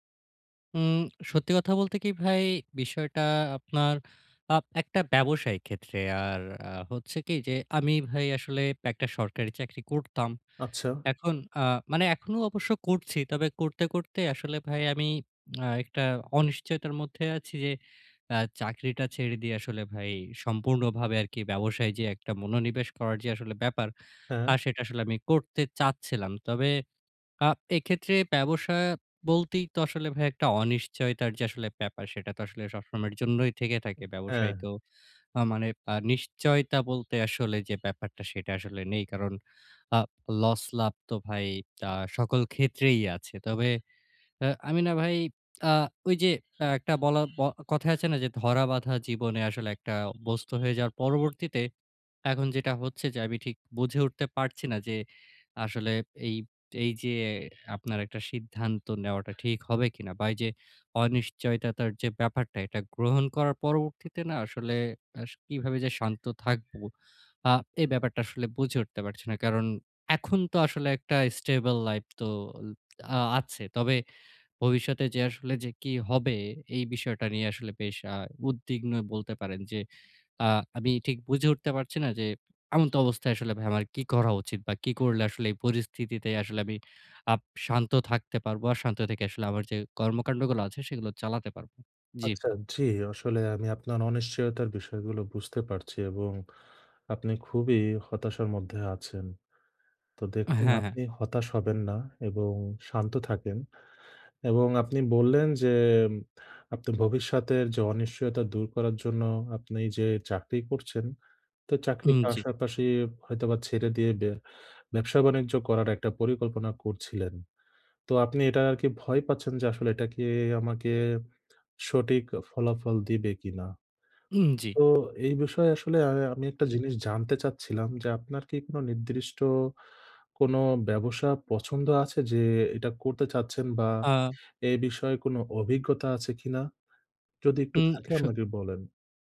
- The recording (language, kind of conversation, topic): Bengali, advice, অনিশ্চয়তা মেনে নিয়ে কীভাবে শান্ত থাকা যায় এবং উদ্বেগ কমানো যায়?
- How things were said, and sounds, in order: lip smack; horn; "অনিশ্চয়তার" said as "অনিশ্চয়তাতার"; in English: "stable life"; "এমতাবস্থায়" said as "এমন্ত অবস্থায়"; throat clearing; "নির্দিষ্ট" said as "নিদৃষ্ট"